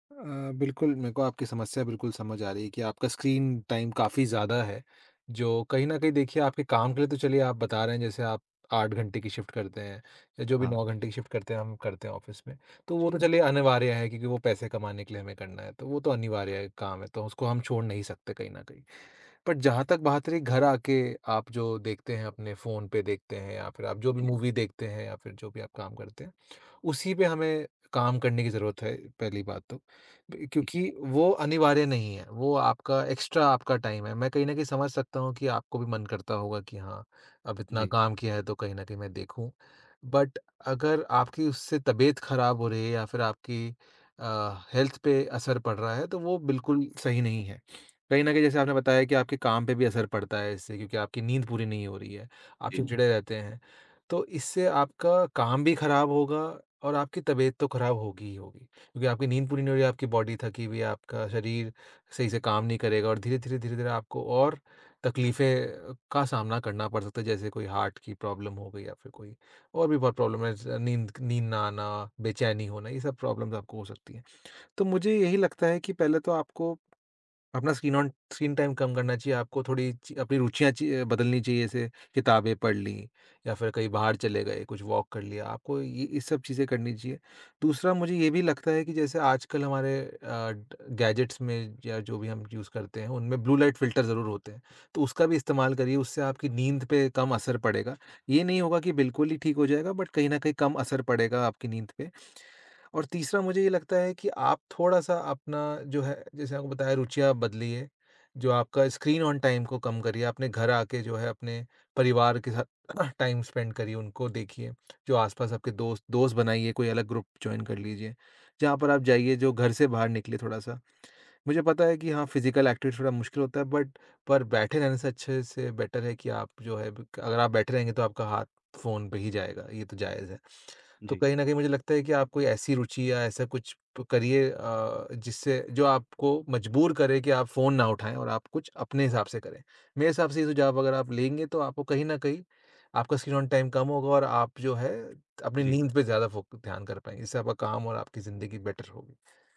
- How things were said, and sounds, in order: in English: "टाइम"; in English: "शिफ्ट"; in English: "शिफ्ट"; in English: "ऑफिस"; tapping; in English: "बट"; in English: "मूवी"; in English: "एक्स्ट्रा"; in English: "टाइम"; in English: "बट"; in English: "हेल्थ"; other background noise; in English: "बॉडी"; in English: "हार्ट"; in English: "प्रॉब्लम"; in English: "प्रॉब्लम"; in English: "प्रॉब्लम"; in English: "टाइम"; in English: "वॉक"; in English: "गैजेट्स"; in English: "यूज़"; in English: "ब्लू लाइट फिल्टर"; in English: "बट"; in English: "टाइम"; in English: "टाइम स्पेंड"; in English: "ग्रुप जॉइन"; in English: "फिज़िकल एक्टिविटी"; in English: "बट"; in English: "बेटर"; in English: "टाइम"; in English: "फोकस"; in English: "बेटर"
- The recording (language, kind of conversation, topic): Hindi, advice, स्क्रीन देर तक देखने से सोने में देरी क्यों होती है?